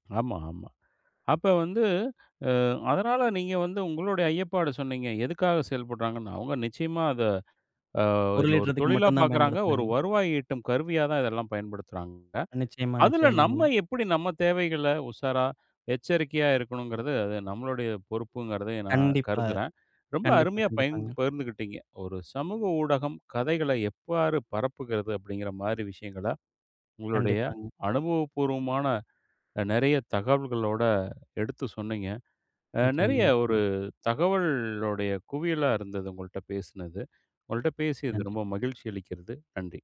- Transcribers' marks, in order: drawn out: "தகவலுடைய"; other background noise
- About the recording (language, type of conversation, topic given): Tamil, podcast, சமூக ஊடகங்கள் கதைகளை எவ்வாறு பரப்புகின்றன?